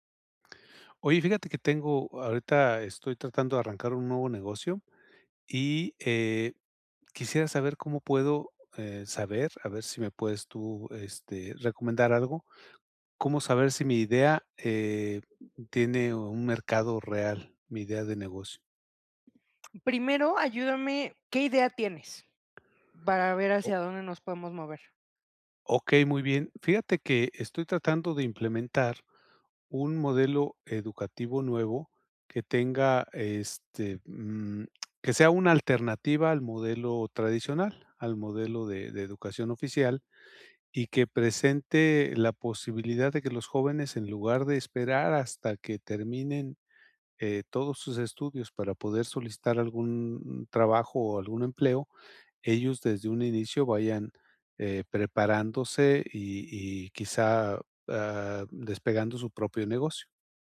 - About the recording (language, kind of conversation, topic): Spanish, advice, ¿Cómo puedo validar si mi idea de negocio tiene un mercado real?
- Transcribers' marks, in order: other background noise; tapping